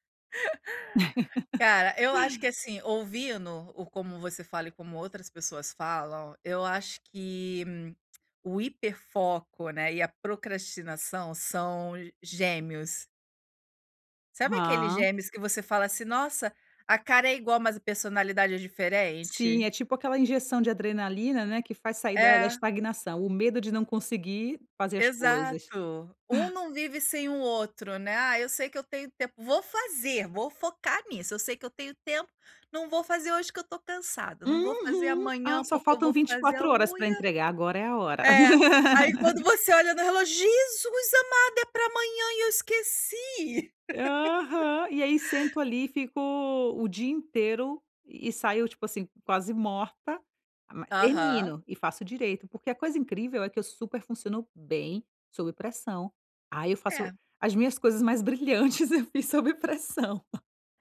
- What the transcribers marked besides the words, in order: laugh; tapping; laugh; laugh; laughing while speaking: "mais brilhantes eu fiz sob pressão"
- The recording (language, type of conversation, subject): Portuguese, advice, Como posso priorizar tarefas para crescer sem me sobrecarregar?